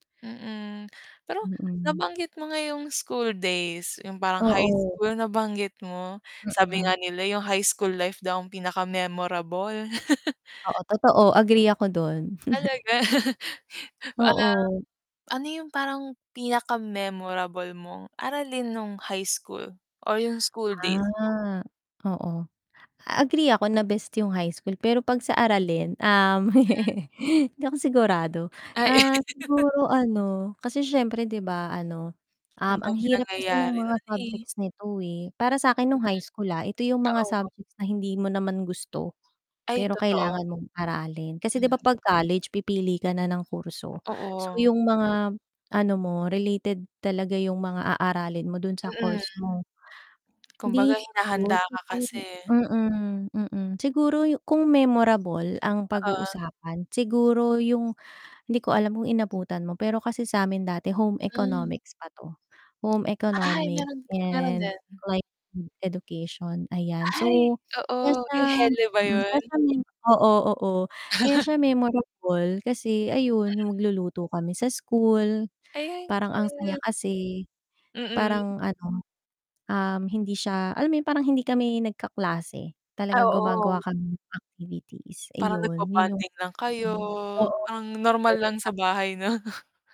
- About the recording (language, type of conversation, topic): Filipino, unstructured, Ano ang pinakatumatak sa iyong aralin noong mga araw mo sa paaralan?
- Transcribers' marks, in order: static; distorted speech; mechanical hum; chuckle; laugh; chuckle; chuckle; chuckle; tapping; chuckle; unintelligible speech